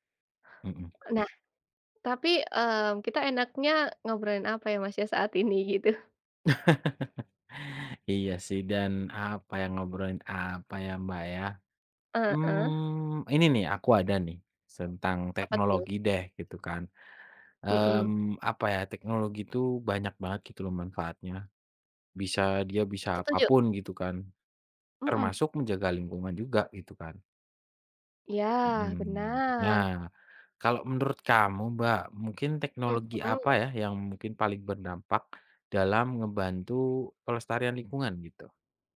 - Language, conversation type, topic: Indonesian, unstructured, Bagaimana peran teknologi dalam menjaga kelestarian lingkungan saat ini?
- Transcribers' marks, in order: laugh; tapping